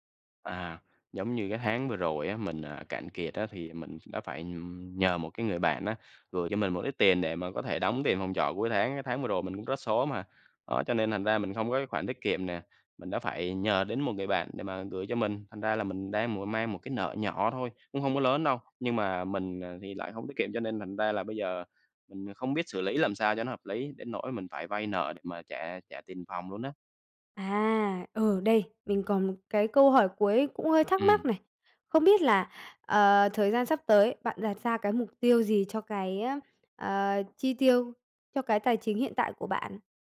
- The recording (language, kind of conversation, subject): Vietnamese, advice, Bạn cần điều chỉnh chi tiêu như thế nào khi tình hình tài chính thay đổi đột ngột?
- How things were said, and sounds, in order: tapping